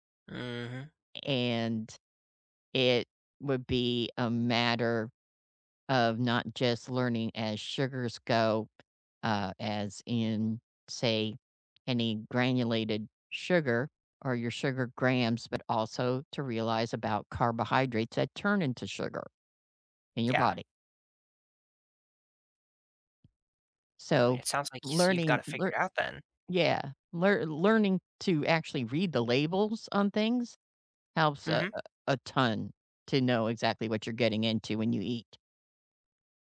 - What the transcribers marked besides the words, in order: tapping; other background noise
- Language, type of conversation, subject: English, unstructured, How can you persuade someone to cut back on sugar?